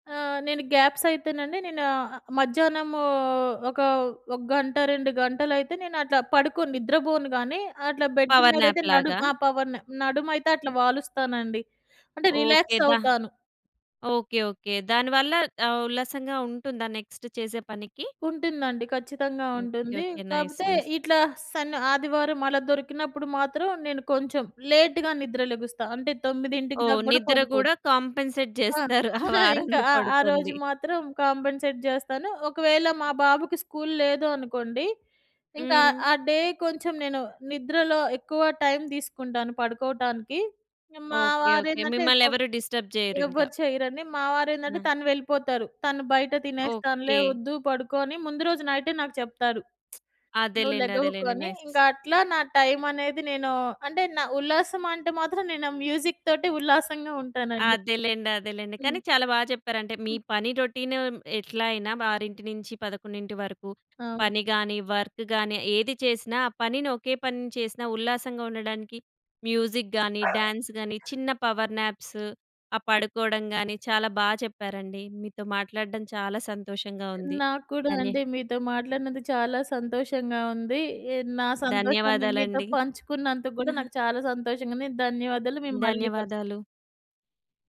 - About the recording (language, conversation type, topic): Telugu, podcast, పనిలో ఒకే పని చేస్తున్నప్పుడు ఉత్సాహంగా ఉండేందుకు మీకు ఉపయోగపడే చిట్కాలు ఏమిటి?
- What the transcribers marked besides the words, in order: in English: "గ్యాప్స్"; in English: "బెడ్"; in English: "పవర్ న్యాప్"; other background noise; in English: "రిలాక్స్"; in English: "నెక్స్ట్"; in English: "నైస్, నైస్"; in English: "లేట్‌గా"; in English: "కంపెన్సేట్"; chuckle; in English: "కంపెన్సేట్"; chuckle; in English: "స్కూల్"; in English: "డే"; in English: "డిస్టర్బ్"; in English: "నైట్"; lip smack; in English: "నైస్"; in English: "మ్యూజిక్"; tapping; in English: "వర్క్"; in English: "మ్యూజిక్"; other street noise; in English: "డ్యాన్స్"; in English: "పవర్‍"; giggle